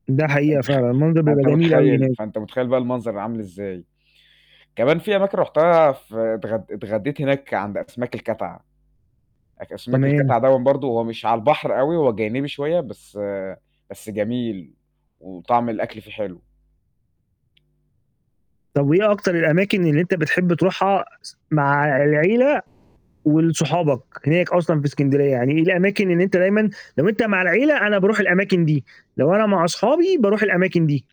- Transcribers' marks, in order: distorted speech
- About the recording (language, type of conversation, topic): Arabic, podcast, إيه أجمل رحلة عملتها في حياتك؟
- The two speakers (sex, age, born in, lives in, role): male, 20-24, Egypt, Egypt, guest; male, 40-44, Egypt, Egypt, host